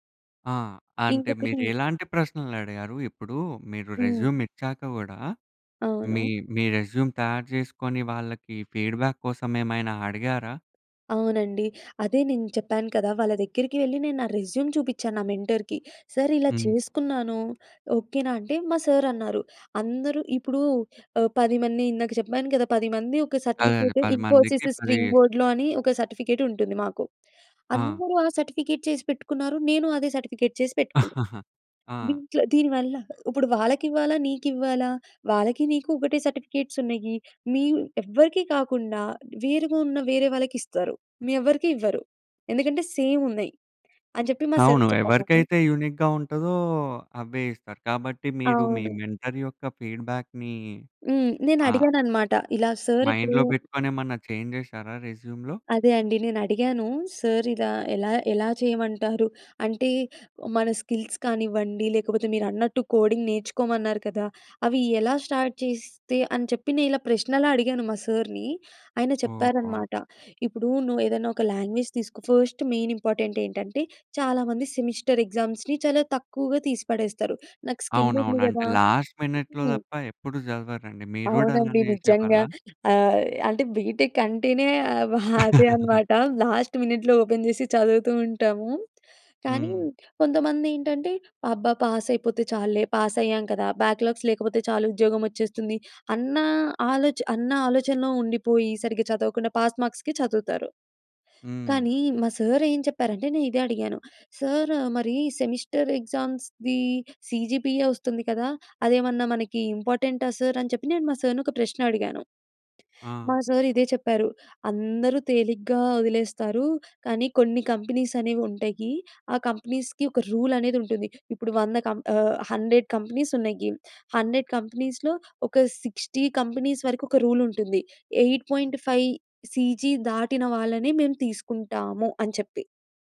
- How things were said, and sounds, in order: in English: "రెజ్యూమ్"; in English: "రెజ్యూమ్"; in English: "ఫీడ్‌బ్యాక్"; in English: "రెజ్యూమ్"; in English: "మెంటర్‌కి. సార్"; in English: "సార్"; in English: "సర్టిఫికేట్ ఇన్ఫోసిస్ స్ట్రీమ్ బోర్డ్‌లో"; in English: "సర్టిఫికేట్"; in English: "సర్టిఫికేట్"; in English: "సర్టిఫికేట్"; chuckle; hiccup; in English: "సర్టిఫికేట్స్"; in English: "సేమ్"; in English: "సార్"; in English: "యూనిక్‌గా"; in English: "మెంటర్"; in English: "ఫీడ్‌బ్యాక్‌ని"; in English: "సార్"; in English: "మైండ్‌లో"; in English: "చేంజ్"; in English: "రెజ్యూమ్‌లో"; in English: "సార్"; in English: "స్కిల్స్"; in English: "కోడింగ్"; in English: "స్టార్ట్"; in English: "సార్‌ని"; in English: "లాంగ్వేజ్"; in English: "ఫస్ట్ మెయిన్ ఇంపార్టెంట్"; in English: "సెమిస్టర్ ఎగ్జామ్స్‌ని"; in English: "స్కిల్"; in English: "లాస్ట్ మినిట్‌లో"; in English: "బీటెక్"; giggle; in English: "హ్యాపీ"; in English: "లాస్ట్ మినెట్‌లో ఓపెన్"; laugh; in English: "పాస్"; in English: "పాస్"; in English: "బ్యాక్‌లాగ్స్"; in English: "పాస్ మార్క్స్‌కి"; in English: "సార్"; in English: "సార్"; in English: "సెమిస్టర్ ఎగ్జామ్స్ ది సీజీపీఏ"; in English: "ఇంపార్టెంటా సార్"; in English: "సార్‌ని"; in English: "సార్"; in English: "కంపెనీస్"; in English: "కంపెనీస్‌కి"; in English: "రూల్"; in English: "హండ్రెడ్ కంపెనీస్"; in English: "హండ్రెడ్ కంపెనీస్‌లో"; in English: "సిక్స్‌టీ కంపెనీస్"; in English: "రూల్"; in English: "ఎయిట్ పాయింట్ ఫైవ్ సీజీ"
- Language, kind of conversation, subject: Telugu, podcast, నువ్వు మెంటర్‌ను ఎలాంటి ప్రశ్నలు అడుగుతావు?
- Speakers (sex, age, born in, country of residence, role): female, 20-24, India, India, guest; male, 20-24, India, India, host